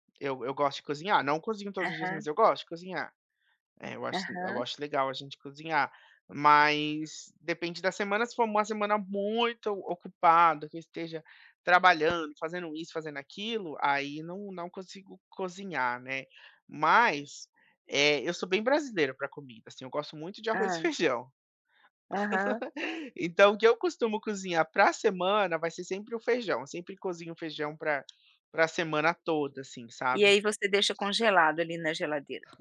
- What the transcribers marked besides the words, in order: giggle; tapping
- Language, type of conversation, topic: Portuguese, podcast, Como você escolhe o que vai cozinhar durante a semana?